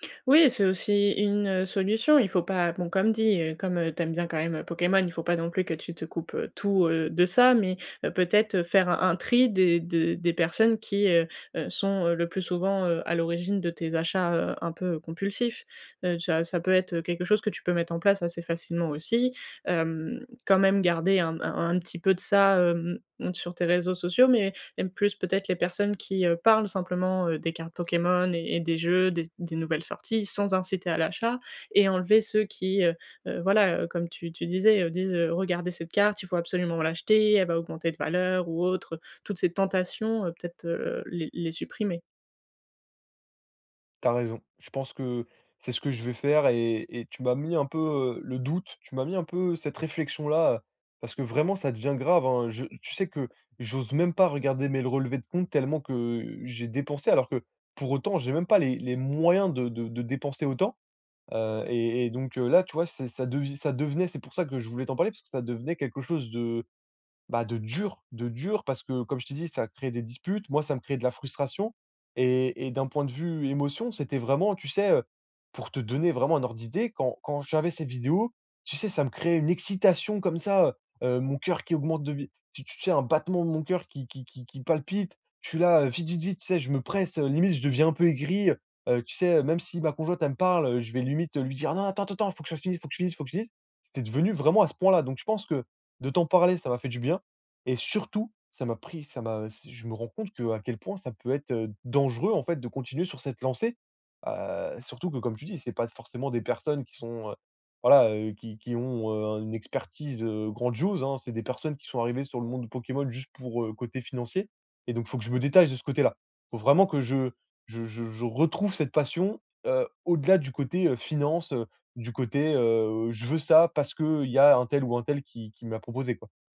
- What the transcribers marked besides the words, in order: stressed: "enlever"; stressed: "moyens"; stressed: "dur"; stressed: "surtout"; stressed: "dangereux"
- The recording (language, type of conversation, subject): French, advice, Comment puis-je arrêter de me comparer aux autres lorsque j’achète des vêtements et que je veux suivre la mode ?